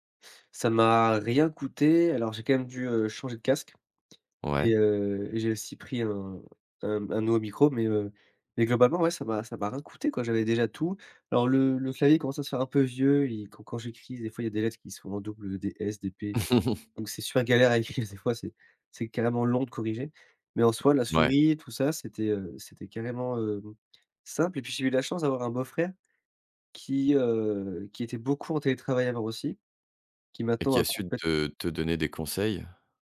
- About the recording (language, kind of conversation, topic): French, podcast, Comment aménages-tu ton espace de travail pour télétravailler au quotidien ?
- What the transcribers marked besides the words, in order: laugh